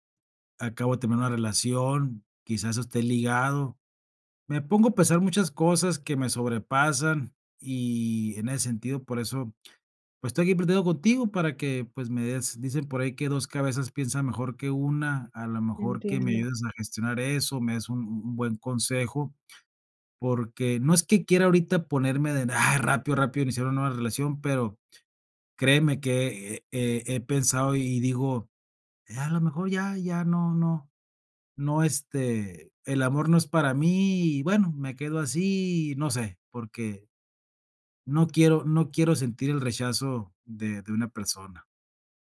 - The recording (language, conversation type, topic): Spanish, advice, ¿Cómo puedo superar el miedo a iniciar una relación por temor al rechazo?
- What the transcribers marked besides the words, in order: none